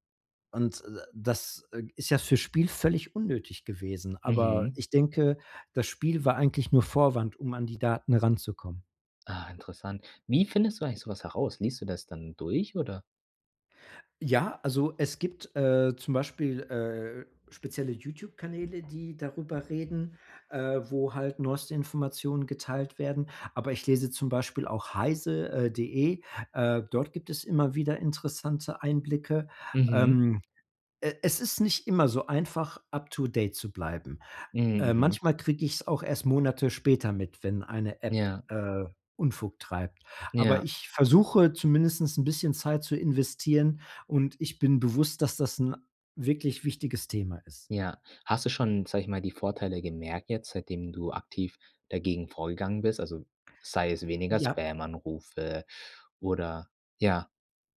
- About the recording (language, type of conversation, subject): German, podcast, Wie gehst du mit deiner Privatsphäre bei Apps und Diensten um?
- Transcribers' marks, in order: "zumindestens" said as "zumindest"